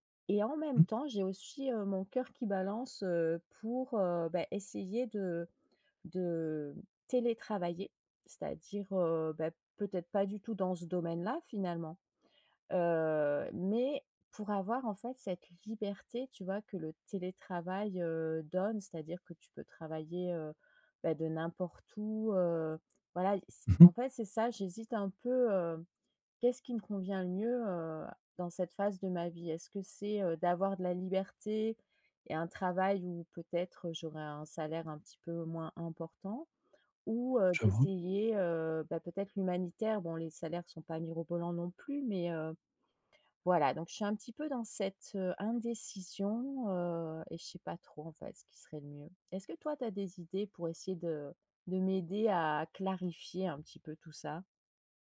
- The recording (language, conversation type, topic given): French, advice, Pourquoi ai-je l’impression de stagner dans mon évolution de carrière ?
- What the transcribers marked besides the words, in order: "aussi" said as "aussui"; drawn out: "Heu"; stressed: "liberté"; drawn out: "où"; other background noise; stressed: "clarifier"